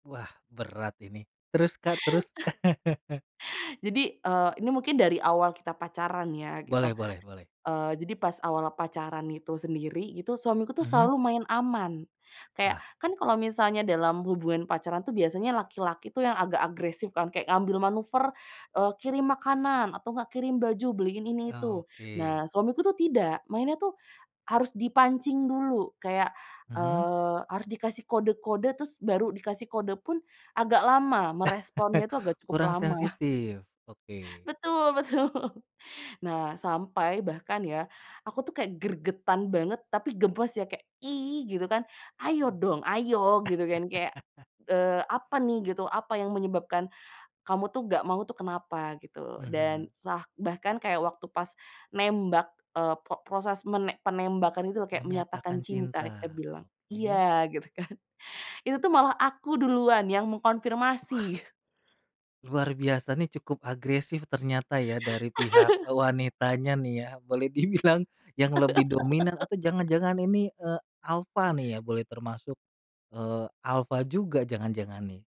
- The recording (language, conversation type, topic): Indonesian, podcast, Bagaimana cara menyatukan pasangan yang memiliki bahasa cinta berbeda?
- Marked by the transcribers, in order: chuckle; chuckle; laughing while speaking: "lama"; laughing while speaking: "betul"; laugh; put-on voice: "ih!"; other background noise; chuckle; laughing while speaking: "kan"; chuckle; laugh; laughing while speaking: "dibilang"; laugh